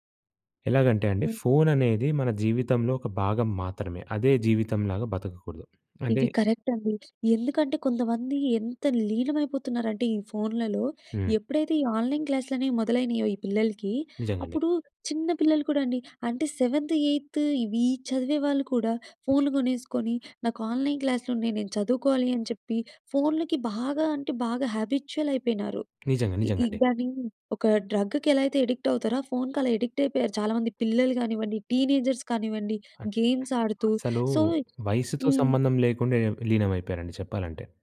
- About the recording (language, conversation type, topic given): Telugu, podcast, పని, వ్యక్తిగత జీవితాల కోసం ఫోన్‑ఇతర పరికరాల వినియోగానికి మీరు ఏ విధంగా హద్దులు పెట్టుకుంటారు?
- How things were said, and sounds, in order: other background noise; in English: "కరెక్ట్"; in English: "ఆన్‍లైన్"; in English: "సెవెంత్, ఎయిత్"; in English: "ఆన్‍లైన్"; in English: "హ్యాబిచ్యువల్"; in English: "డ్రగ్‌కి"; in English: "అడిక్ట్"; in English: "అడిక్ట్"; in English: "టీనేజర్స్"; unintelligible speech; in English: "గేమ్స్"; in English: "సో"